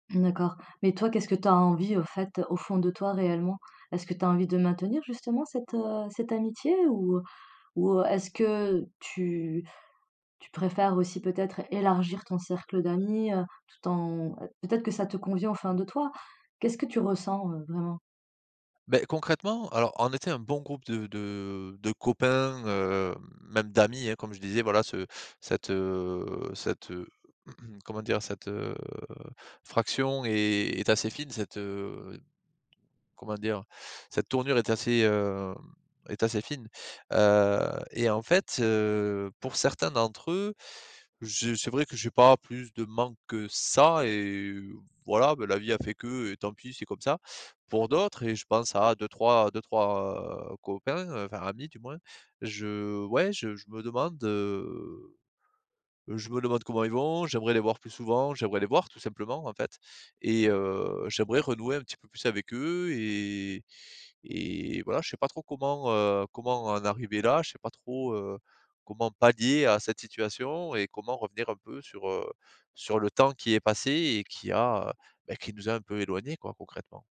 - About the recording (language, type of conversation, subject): French, advice, Comment maintenir mes amitiés lorsque la dynamique du groupe change ?
- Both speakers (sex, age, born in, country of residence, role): female, 40-44, France, France, advisor; male, 35-39, France, France, user
- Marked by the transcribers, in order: tapping; drawn out: "heu"; cough